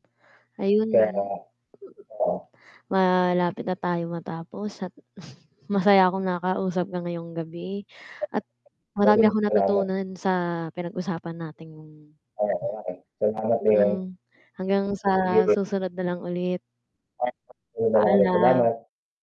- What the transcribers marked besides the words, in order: mechanical hum; distorted speech; static; chuckle; unintelligible speech
- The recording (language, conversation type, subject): Filipino, unstructured, Paano mo ipaliliwanag ang konsepto ng tagumpay sa isang simpleng usapan?